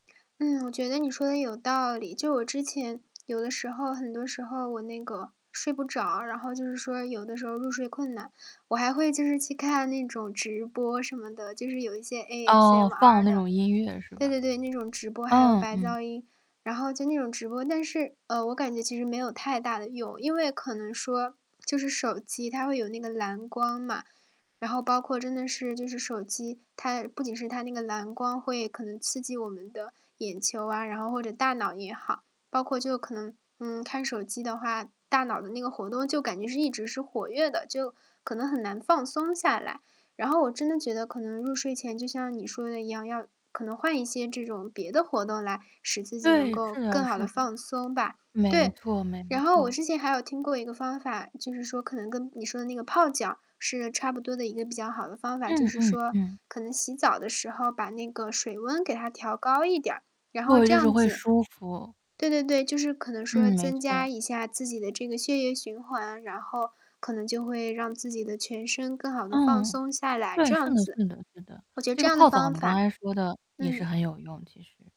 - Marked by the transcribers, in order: static; distorted speech; other background noise
- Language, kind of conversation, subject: Chinese, advice, 我睡前玩手机导致入睡困难、睡眠变浅，该怎么办？